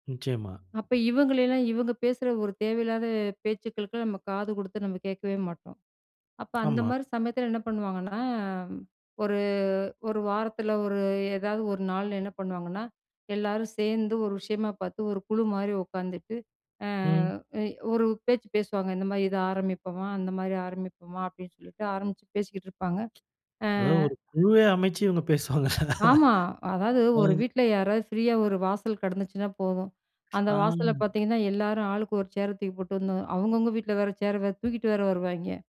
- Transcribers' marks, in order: tapping; laughing while speaking: "இவங்க பேசுவாங்கல்ல"; drawn out: "ஆ"
- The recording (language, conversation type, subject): Tamil, podcast, பணிநிறுத்தங்களும் வேலை இடைவெளிகளும் உங்கள் அடையாளத்தை எப்படிப் பாதித்ததாக நீங்கள் நினைக்கிறீர்கள்?